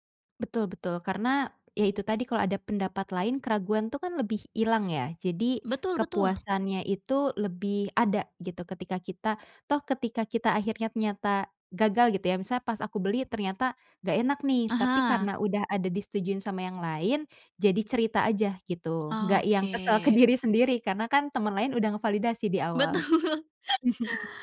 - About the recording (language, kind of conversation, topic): Indonesian, podcast, Apakah ada trik cepat untuk keluar dari kebingungan saat harus memilih?
- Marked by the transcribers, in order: laughing while speaking: "Betul"; chuckle